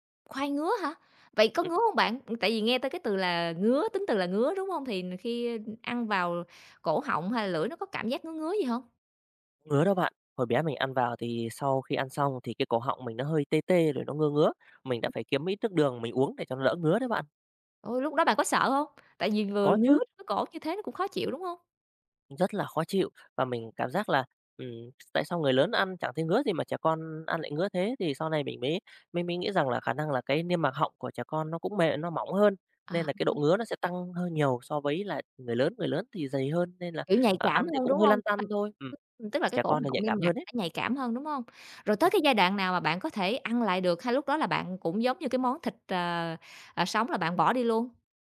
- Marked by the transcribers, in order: other background noise; tapping; unintelligible speech; unintelligible speech
- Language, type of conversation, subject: Vietnamese, podcast, Bạn có thể kể về món ăn tuổi thơ khiến bạn nhớ mãi không quên không?